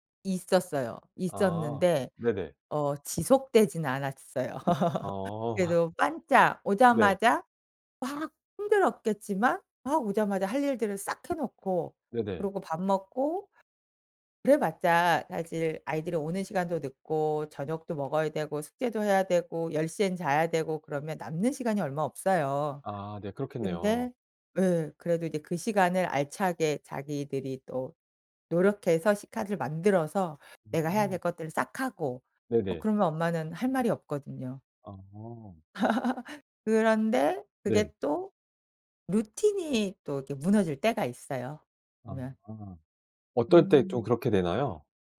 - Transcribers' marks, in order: tapping; laugh; laugh
- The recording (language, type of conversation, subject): Korean, podcast, 아이들의 화면 시간을 어떻게 관리하시나요?